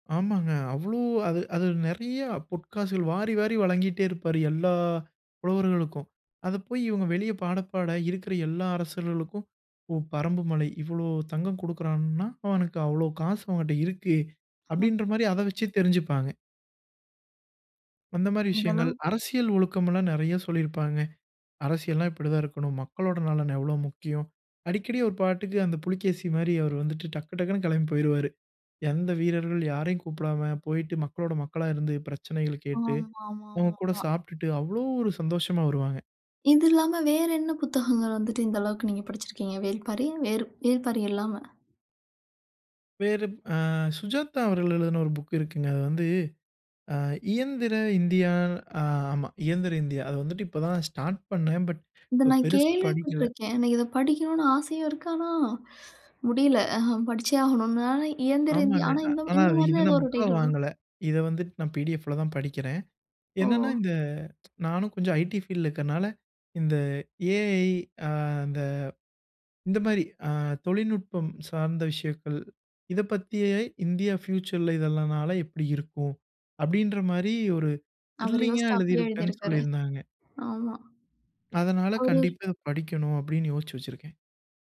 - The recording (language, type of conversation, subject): Tamil, podcast, ஒரு புத்தகம் உங்களை வேறு இடத்தில் இருப்பதுபோல் உணர வைத்ததுண்டா?
- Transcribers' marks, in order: tapping; drawn out: "அவ்ளோ"; in English: "ஸ்டார்ட்"; in English: "பட்"; in English: "டைட்டில்"; in English: "பிடிஎஃப்ல"; in English: "ஐடி ஃபீல்ட்ல"; in English: "ஏஐ"; in English: "ஏஐ இந்தியா ஃப்யூச்சர்ல"; in English: "த்ரில்லிங்கா"